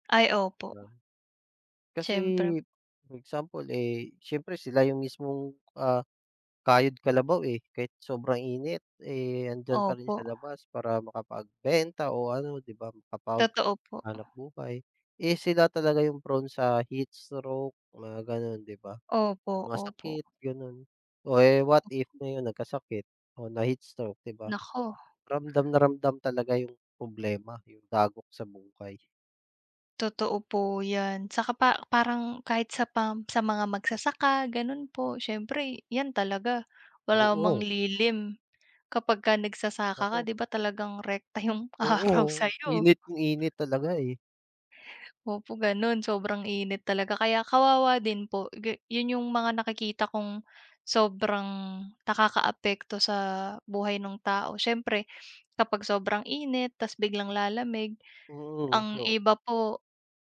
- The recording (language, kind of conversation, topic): Filipino, unstructured, Ano ang epekto ng pagbabago ng klima sa mundo?
- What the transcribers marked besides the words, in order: tapping